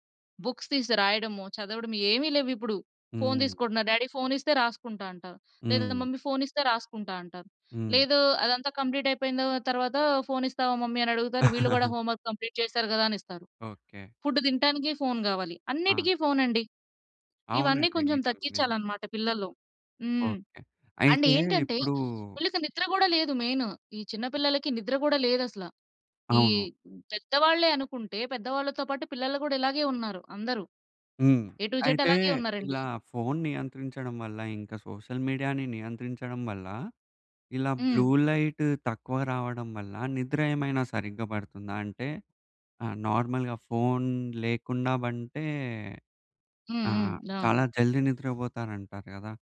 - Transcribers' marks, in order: in English: "బుక్స్"; in English: "డ్యాడీ"; in English: "మమ్మీ"; in English: "కంప్లీట్"; chuckle; in English: "మమ్మీ"; in English: "హోంవర్క్ కంప్లీట్"; in English: "ఫుడ్"; in English: "అండ్"; in English: "మెయిన్"; tapping; in English: "ఎ టు జడ్"; in English: "సోషల్ మీడియా‌ని"; in English: "బ్లూ లైట్"; in English: "నార్మల్‌గా"; in Hindi: "జల్ది"
- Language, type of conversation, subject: Telugu, podcast, సోషల్ మీడియా వాడకాన్ని తగ్గించిన తర్వాత మీ నిద్రలో ఎలాంటి మార్పులు గమనించారు?